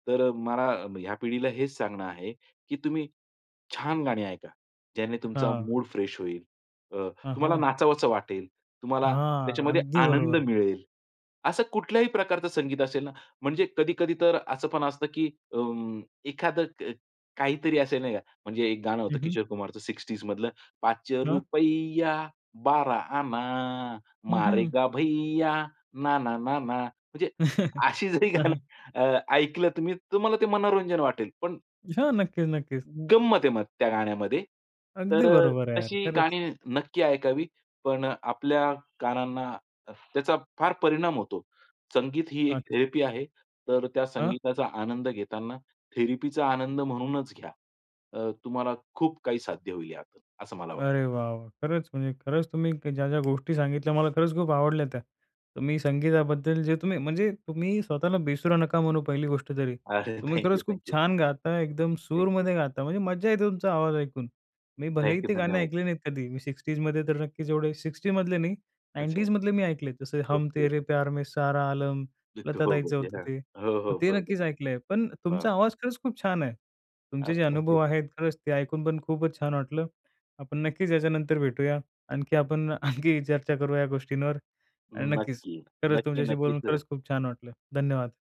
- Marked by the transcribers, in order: joyful: "तुम्ही छान गाणी ऐका. ज्याने … त्याच्यामध्ये आनंद मिळेल"; in Hindi: "पाच रुपय्या, बारा आना, मारेगा भैया, ना, ना, ना, ना"; singing: "पाच रुपय्या, बारा आना, मारेगा भैया, ना, ना, ना, ना"; laughing while speaking: "अशी जरी गाणं"; chuckle; joyful: "ऐकलं तुम्ही तुम्हाला ते मनोरंजन वाटेल"; in English: "थेरपी"; in English: "थेरपी"; trusting: "म्हणजे तुम्ही स्वतःला बेसुरा नका … तुमचा आवाज ऐकून"; laughing while speaking: "अरे, थँक यू. थँक यू"; in English: "थँक यू. थँक यू"; in English: "थँक यू"; in English: "थँक यू"; in English: "सिक्सटीजमध्ये"; in English: "सिक्सटीमधले"; in English: "नाईंटीजमधले"; in English: "ओके, ओके"; in Hindi: "हम तेरे प्यार में सारा आलम"; unintelligible speech; in English: "थँक यू"; laughing while speaking: "आणखी"
- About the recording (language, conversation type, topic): Marathi, podcast, जुन्या गाण्यांना तुम्ही पुन्हा पुन्हा का ऐकता?